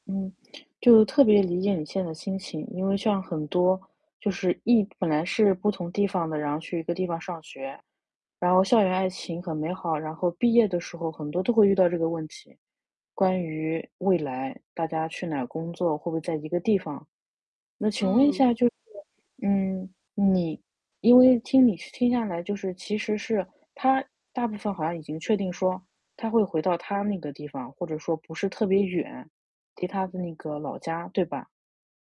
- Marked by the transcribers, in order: static; distorted speech
- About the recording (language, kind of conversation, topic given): Chinese, advice, 我们的人生目标一致吗，应该怎么确认？